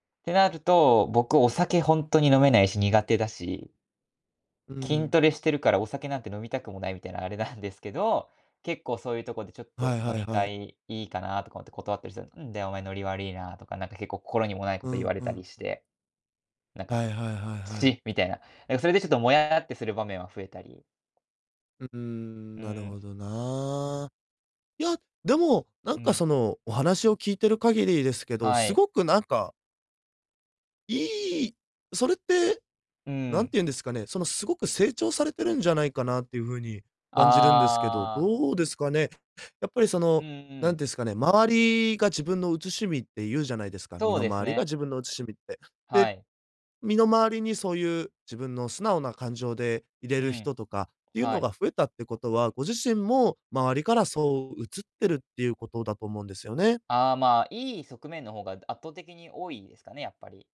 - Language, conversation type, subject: Japanese, advice, SNSで見せる自分と実生活のギャップに疲れているのはなぜですか？
- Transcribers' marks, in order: other background noise